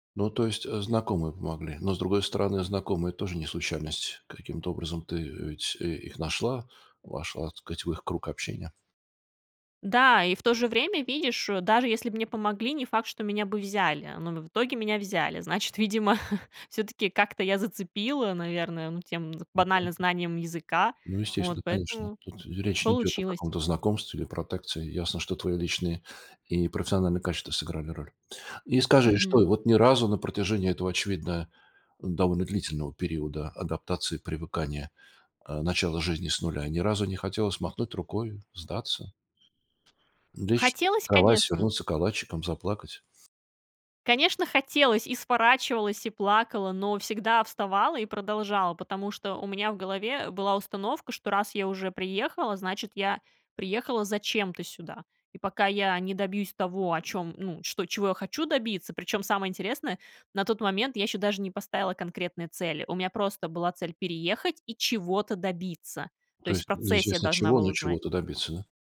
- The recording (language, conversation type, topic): Russian, podcast, Что мотивирует тебя продолжать, когда становится трудно?
- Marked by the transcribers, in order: tapping; chuckle; unintelligible speech; "профессионыльные" said as "непроциональные"; other background noise